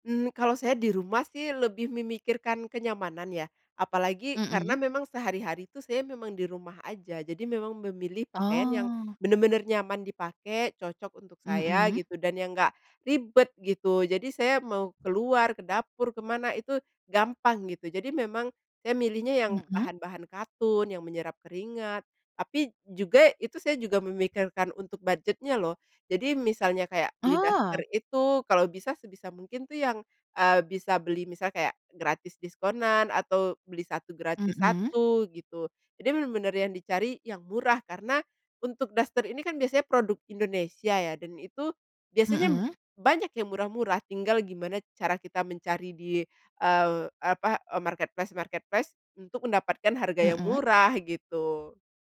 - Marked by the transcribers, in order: other background noise; in English: "marketplace-marketplace"
- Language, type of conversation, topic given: Indonesian, podcast, Bagaimana cara Anda tetap tampil gaya dengan anggaran terbatas?